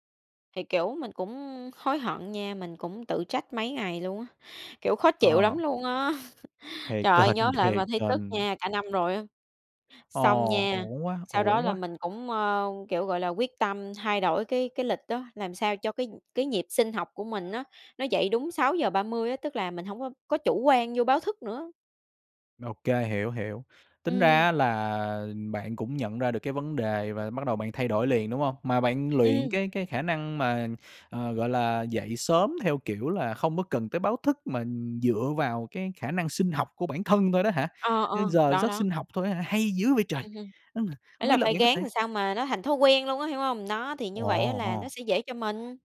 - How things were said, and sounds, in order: laugh; laughing while speaking: "tình"; tapping; other background noise
- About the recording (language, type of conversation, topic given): Vietnamese, podcast, Bạn có mẹo nào để dậy sớm không?